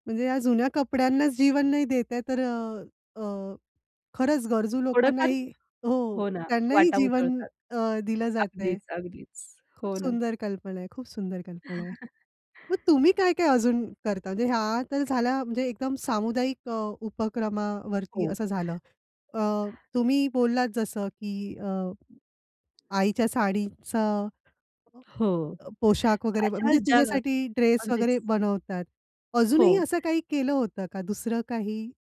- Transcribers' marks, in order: other background noise; chuckle; tapping
- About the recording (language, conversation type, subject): Marathi, podcast, जुन्या कपड्यांना नवे आयुष्य देण्यासाठी कोणत्या कल्पना वापरता येतील?